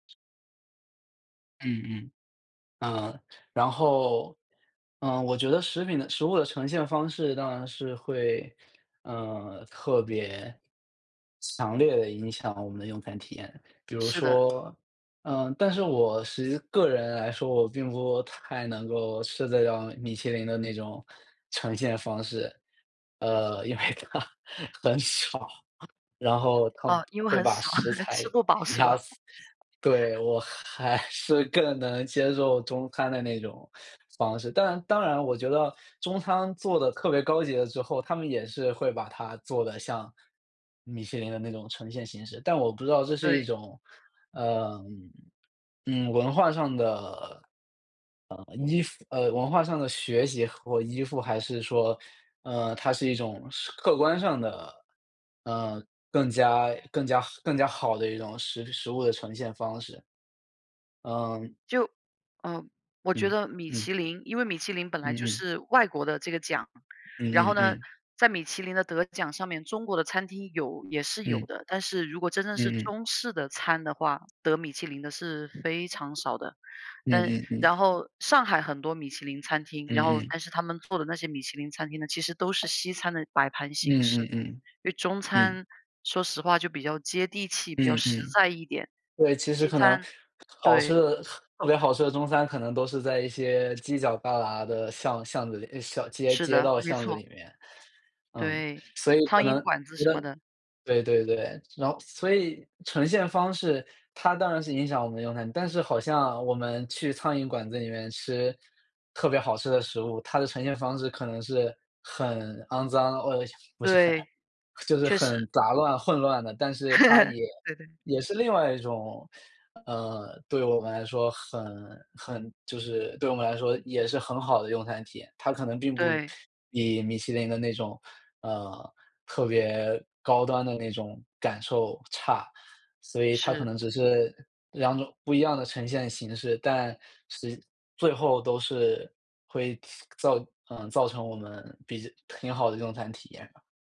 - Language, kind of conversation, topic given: Chinese, unstructured, 在你看来，食物与艺术之间有什么关系？
- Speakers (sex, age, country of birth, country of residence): female, 35-39, China, United States; male, 25-29, China, Netherlands
- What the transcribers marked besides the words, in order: other background noise; laughing while speaking: "因为它很少"; laughing while speaking: "压"; laughing while speaking: "还 还是更能接受"; laugh; teeth sucking; tapping; laugh